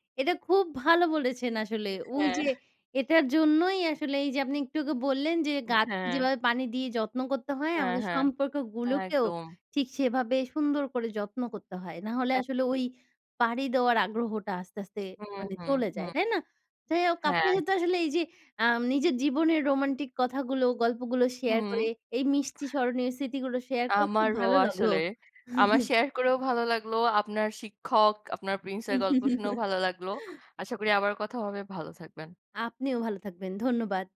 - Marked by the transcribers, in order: inhale; chuckle; laugh
- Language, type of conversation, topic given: Bengali, unstructured, আপনি কি আপনার জীবনের রোমান্টিক গল্প শেয়ার করতে পারেন?